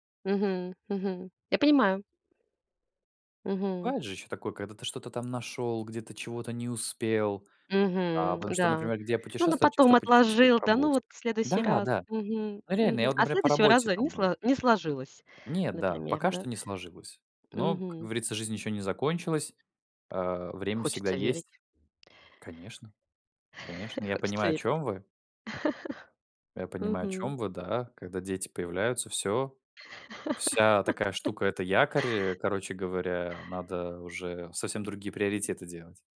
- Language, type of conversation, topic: Russian, unstructured, Какое событие из прошлого вы бы хотели пережить снова?
- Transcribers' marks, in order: tapping; lip smack; laughing while speaking: "Хочется верить"; chuckle; other background noise; laugh